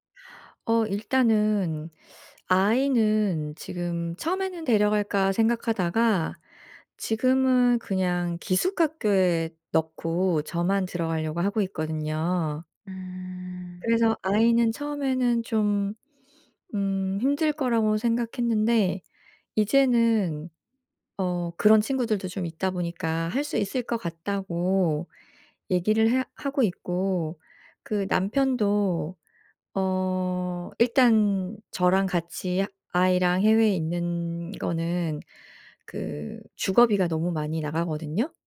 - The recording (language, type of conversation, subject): Korean, advice, 도시나 다른 나라로 이주할지 결정하려고 하는데, 어떤 점을 고려하면 좋을까요?
- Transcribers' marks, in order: other background noise